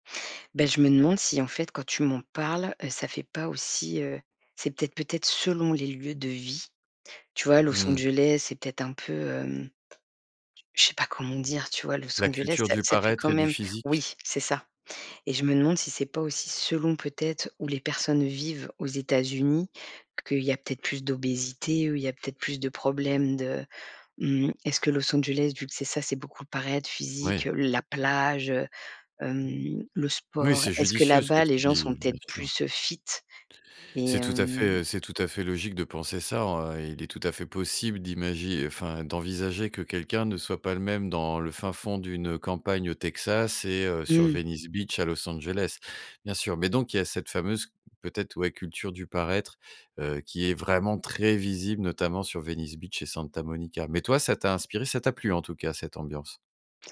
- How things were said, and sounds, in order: tapping; in English: "fit"; stressed: "très"
- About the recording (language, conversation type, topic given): French, podcast, Quel voyage a changé ta façon de voir le monde ?